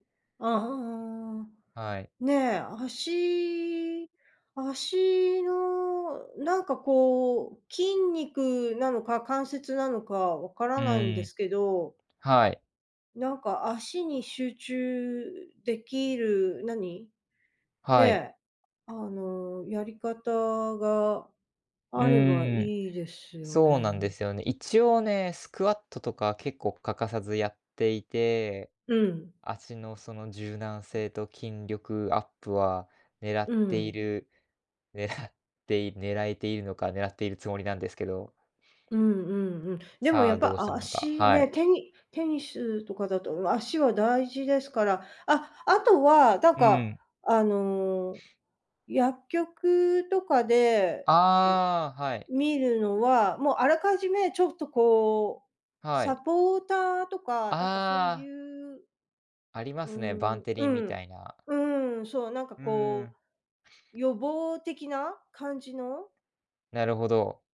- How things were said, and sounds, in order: tapping; sniff; sniff; sniff
- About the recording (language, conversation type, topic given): Japanese, advice, 運動やトレーニングの後、疲労がなかなか回復しないのはなぜですか？